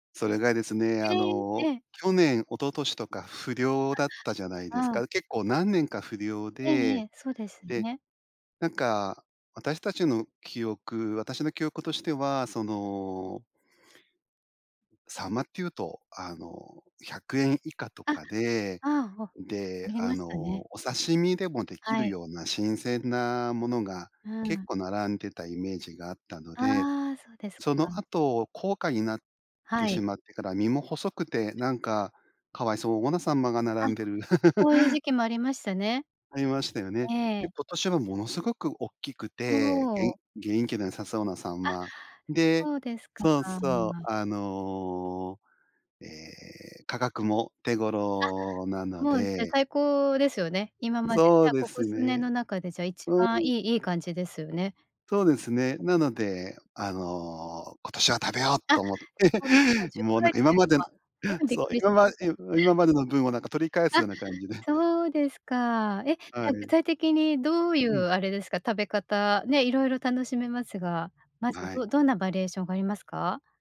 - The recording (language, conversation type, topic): Japanese, podcast, 旬の食材をどう楽しんでる？
- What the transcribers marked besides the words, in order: tapping; other background noise; chuckle; chuckle